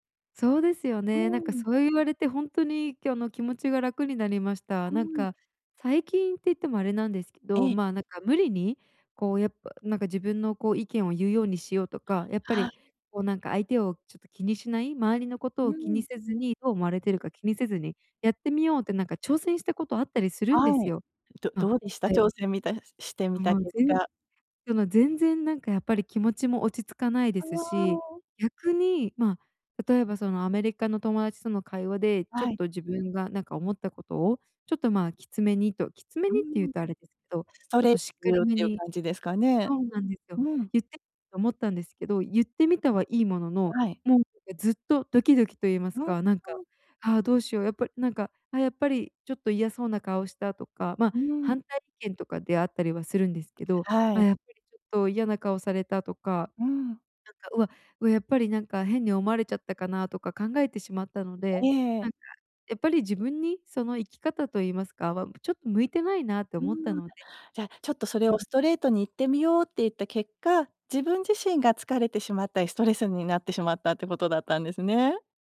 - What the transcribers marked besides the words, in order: unintelligible speech; unintelligible speech; unintelligible speech
- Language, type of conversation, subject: Japanese, advice, 他人の評価を気にしすぎずに生きるにはどうすればいいですか？